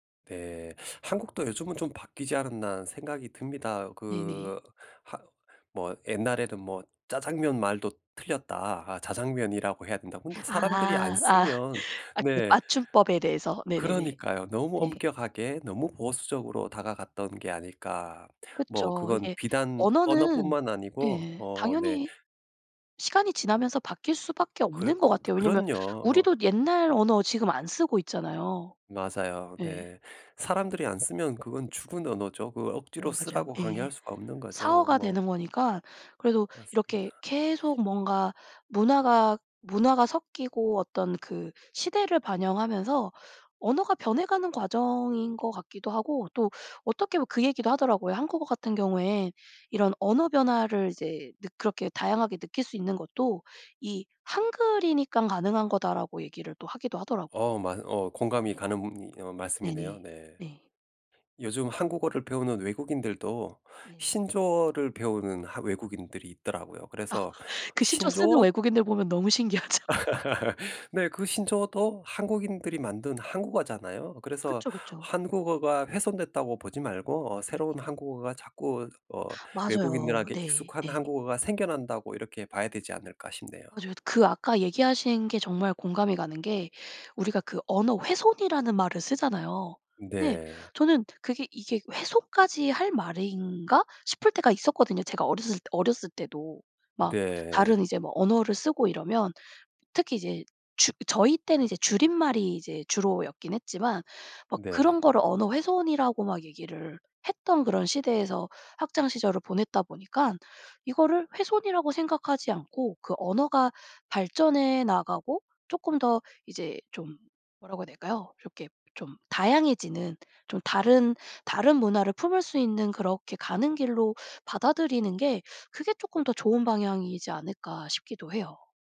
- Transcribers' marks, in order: laughing while speaking: "아"; laughing while speaking: "아"; laughing while speaking: "신기하죠"; laugh; tapping
- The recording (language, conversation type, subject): Korean, podcast, 언어 사용에서 세대 차이를 느낀 적이 있나요?